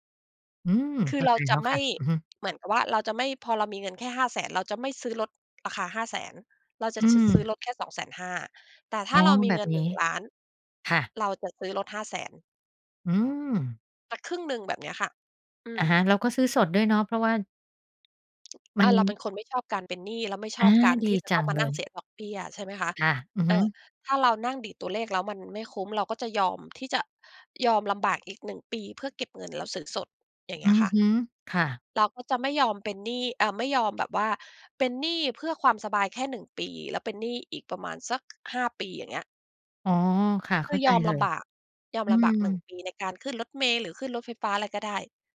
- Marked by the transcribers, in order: tapping
- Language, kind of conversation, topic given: Thai, podcast, เรื่องเงินทำให้คนต่างรุ่นขัดแย้งกันบ่อยไหม?